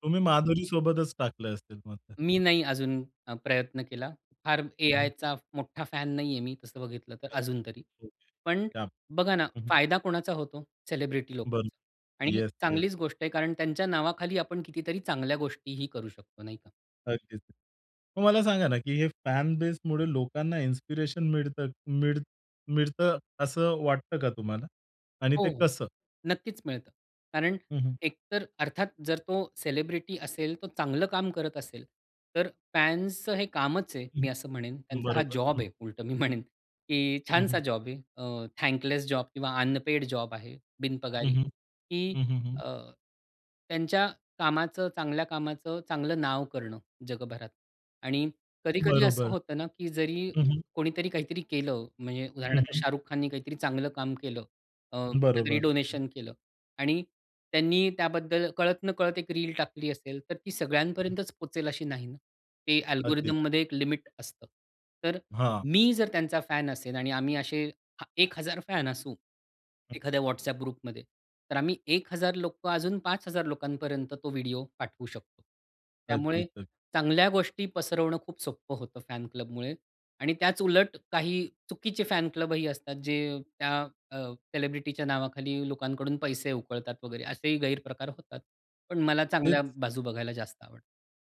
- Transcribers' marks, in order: other background noise; in Hindi: "क्या बात"; in English: "फॅन बेसमुळे"; "बेसमुडे" said as "बेसमुळे"; in English: "इन्स्पिरेशन"; in English: "सेलिब्रिटी"; in English: "फॅन्सचं"; laughing while speaking: "मी म्हणेन"; in English: "थँकलेस"; in English: "अनपेड"; in English: "डोनेशन"; in English: "अल्गोरिथममध्ये"; in English: "लिमिट"; unintelligible speech; in English: "फॅन"; in English: "फॅन"; in English: "फॅन क्लबमुळे"; in English: "फॅन क्लब"; in English: "सेलिब्रिटीच्या"
- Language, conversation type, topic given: Marathi, podcast, चाहत्यांचे गट आणि चाहत संस्कृती यांचे फायदे आणि तोटे कोणते आहेत?